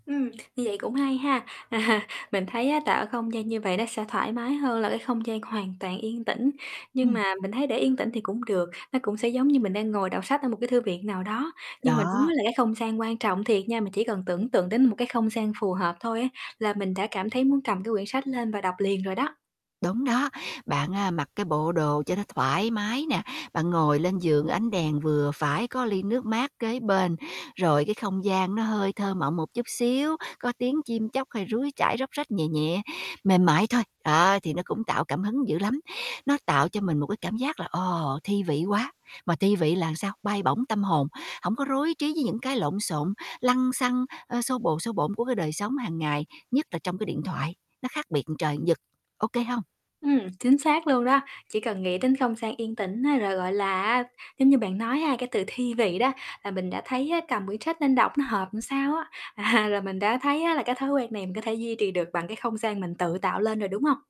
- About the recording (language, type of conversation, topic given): Vietnamese, advice, Làm thế nào để bạn tạo thói quen đọc sách mỗi ngày?
- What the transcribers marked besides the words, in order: chuckle; other background noise; distorted speech; tapping; "suối" said as "ruối"; "sách" said as "chách"; laughing while speaking: "À"